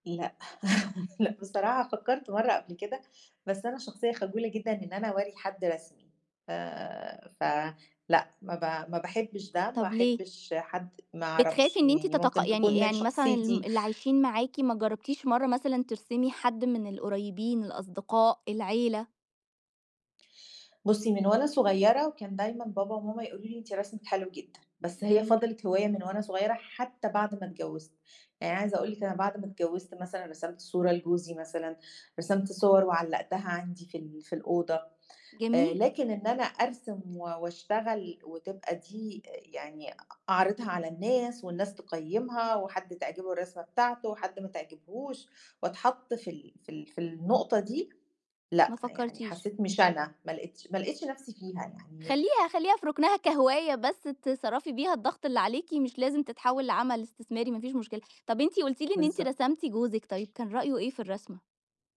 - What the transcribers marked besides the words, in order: laugh; tapping
- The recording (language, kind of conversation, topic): Arabic, podcast, إزاي بتفضل محافظ على متعة هوايتك وإنت مضغوط؟